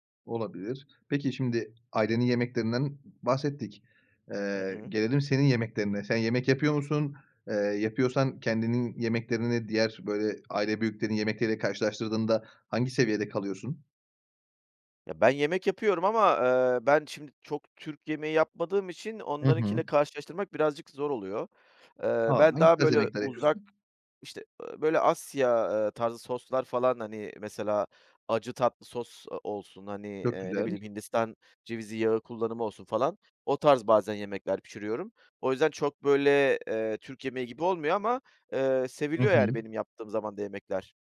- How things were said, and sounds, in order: other background noise
- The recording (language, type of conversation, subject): Turkish, podcast, Çocukluğundaki en unutulmaz yemek anını anlatır mısın?